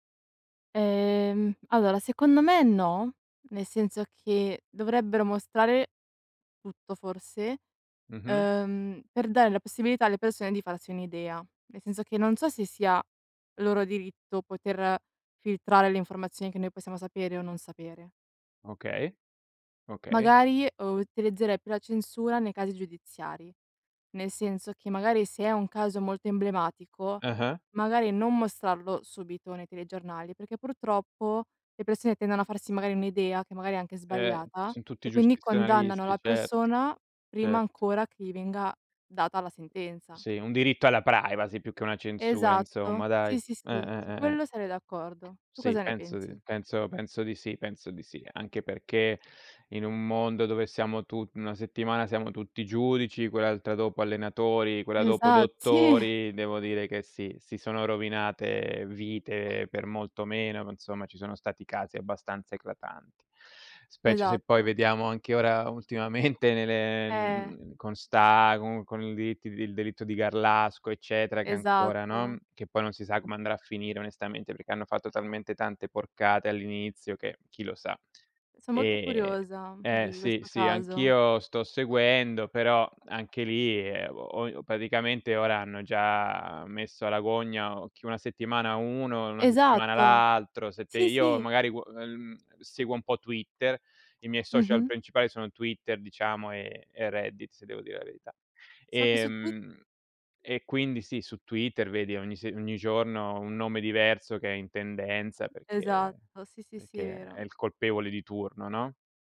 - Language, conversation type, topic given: Italian, unstructured, Pensi che la censura possa essere giustificata nelle notizie?
- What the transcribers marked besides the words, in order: other background noise; tapping; laughing while speaking: "Sì"; chuckle; laughing while speaking: "ultimamente"; "praticamente" said as "paticamente"